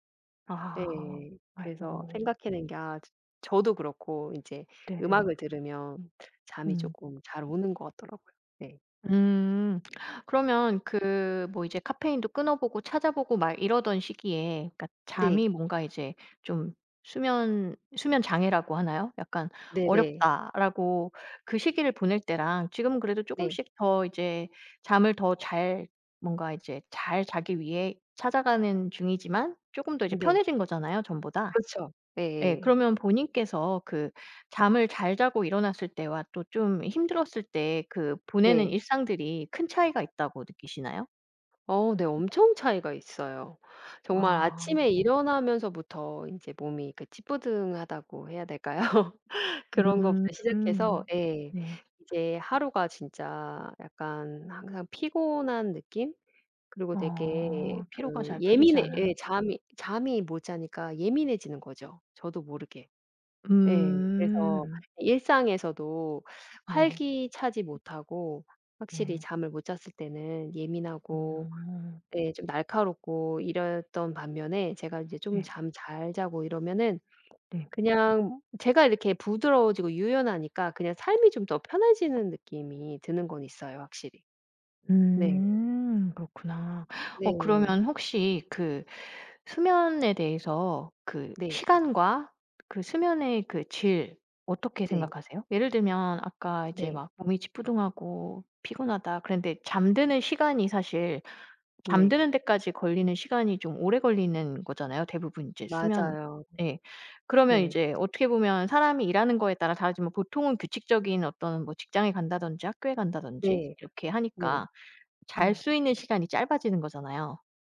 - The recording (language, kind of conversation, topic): Korean, podcast, 편하게 잠들려면 보통 무엇을 신경 쓰시나요?
- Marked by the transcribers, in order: other background noise; laugh; tapping